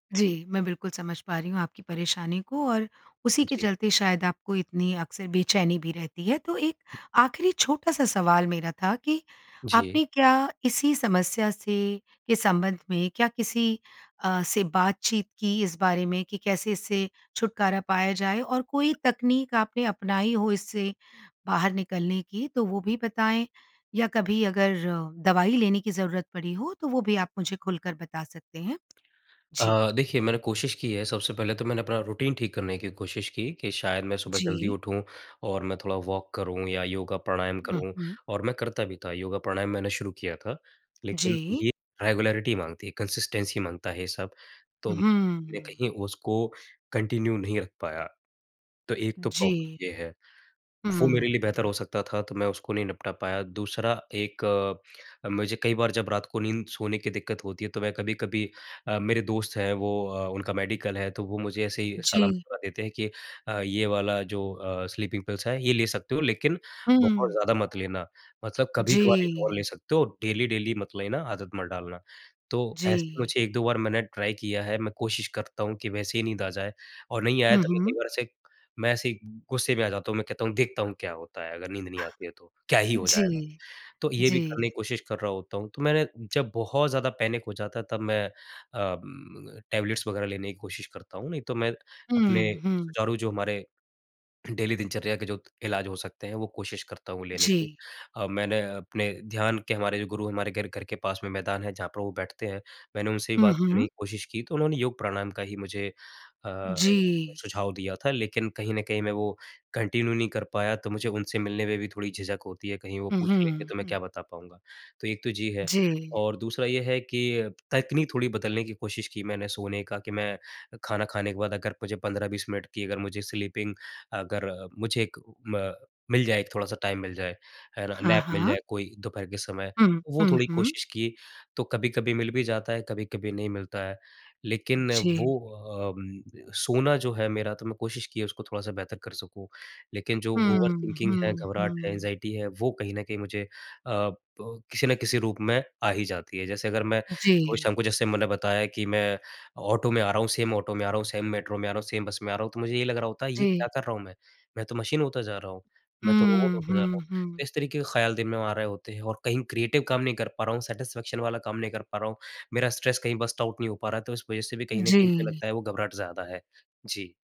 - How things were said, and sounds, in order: in English: "रूटीन"; in English: "वॉक"; in English: "रेगुलैरिटी"; in English: "कंसिस्टेंसी"; in English: "कंटिन्यू"; in English: "प्रॉब्लम"; in English: "मेडिकल"; in English: "स्लीपिंग पिल्स"; in English: "डेली-डेली"; in English: "ट्राई"; tapping; in English: "पैनिक"; in English: "टैबलेट्स"; in English: "डेली"; in English: "कंटिन्यू"; in English: "स्लीपिंग"; in English: "टाइम"; in English: "नैप"; in English: "ओवर थिंकिंग"; in English: "एंग्जायटी"; in English: "सेम"; in English: "सेम"; in English: "सेम"; in English: "क्रिएटिव"; in English: "सैटिस्फैक्शन"; in English: "स्ट्रेस"; in English: "बर्स्ट आउट"
- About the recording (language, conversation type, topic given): Hindi, advice, घबराहट की वजह से रात में नींद क्यों नहीं आती?